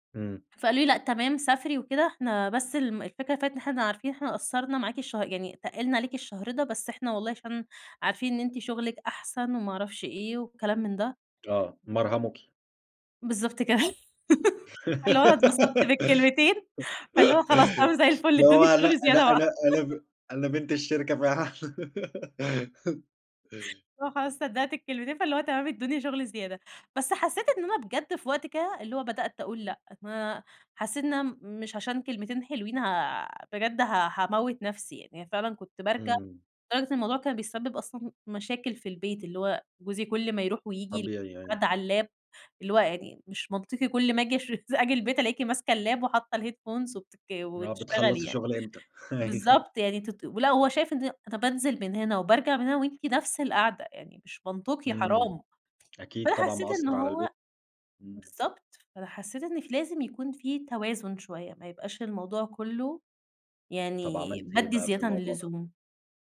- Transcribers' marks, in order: unintelligible speech; laugh; laughing while speaking: "فاللي هو اتبسطت بالكلمتين، فاللي … شغل زيادة بقى"; giggle; laugh; giggle; unintelligible speech; in English: "اللاب"; unintelligible speech; in English: "اللاب"; in English: "الheadphones"; laughing while speaking: "أيوه"; unintelligible speech
- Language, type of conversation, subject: Arabic, podcast, إزاي أعلّم نفسي أقول «لأ» لما يطلبوا مني شغل زيادة؟